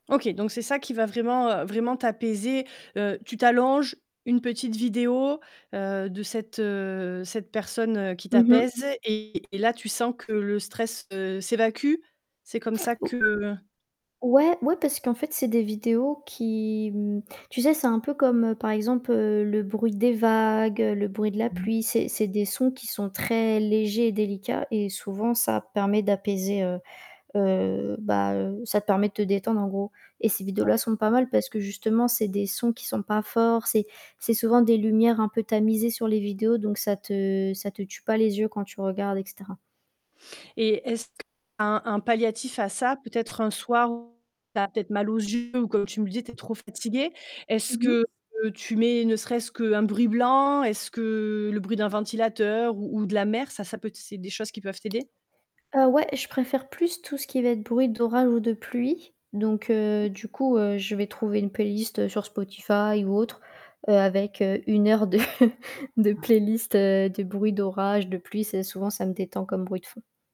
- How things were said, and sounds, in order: static; distorted speech; tapping; other background noise; chuckle; unintelligible speech
- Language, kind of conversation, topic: French, podcast, Comment gères-tu ton stress au quotidien ?